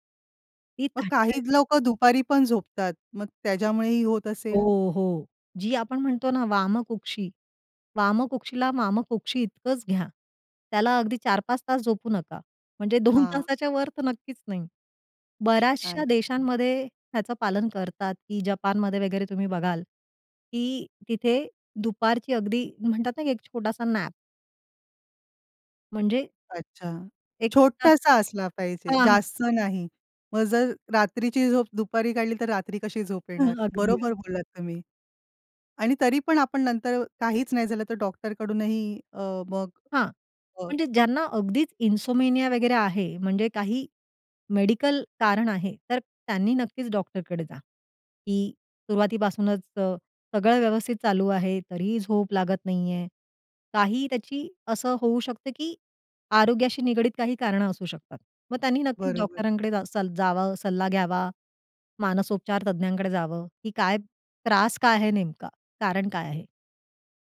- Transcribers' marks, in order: unintelligible speech; in English: "नॅप"; unintelligible speech; tongue click; lip smack; in English: "इन्सोमेनिया"
- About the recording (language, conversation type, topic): Marathi, podcast, रात्री शांत झोपेसाठी तुमची दिनचर्या काय आहे?